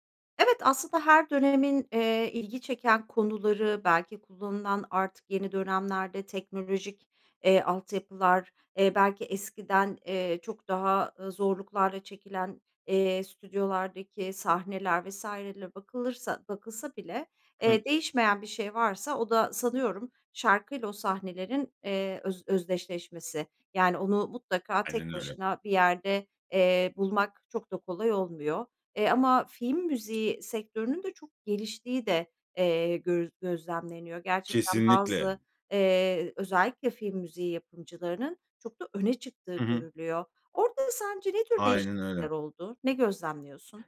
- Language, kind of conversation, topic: Turkish, podcast, Bir filmin bir şarkıyla özdeşleştiği bir an yaşadın mı?
- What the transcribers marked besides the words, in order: other background noise; tapping